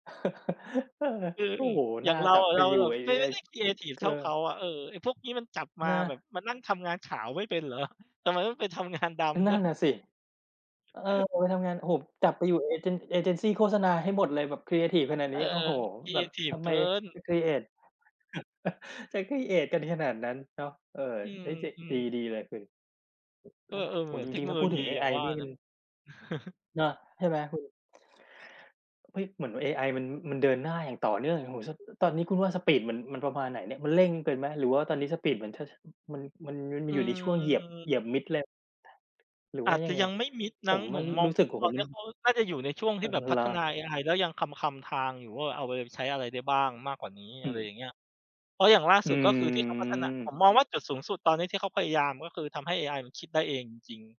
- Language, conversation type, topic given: Thai, unstructured, เทคโนโลยีช่วยให้การทำงานมีประสิทธิภาพมากขึ้นได้อย่างไร?
- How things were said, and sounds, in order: giggle; other background noise; chuckle; stressed: "เกิน"; in English: "ครีเอต"; chuckle; in English: "ครีเอต"; tapping; chuckle; drawn out: "อืม"